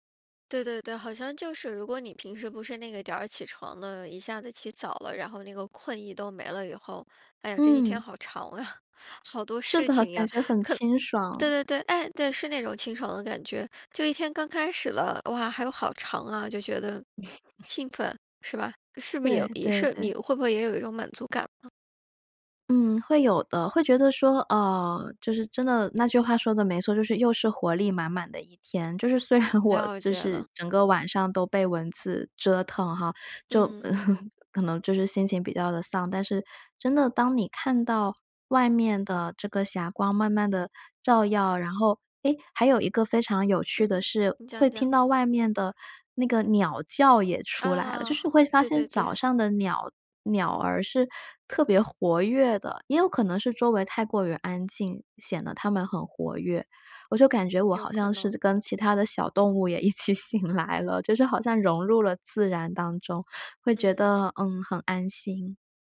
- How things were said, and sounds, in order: laughing while speaking: "啊"; laugh; laughing while speaking: "虽然我"; laugh; laughing while speaking: "也一起醒来了"
- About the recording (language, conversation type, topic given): Chinese, podcast, 哪一次你独自去看日出或日落的经历让你至今记忆深刻？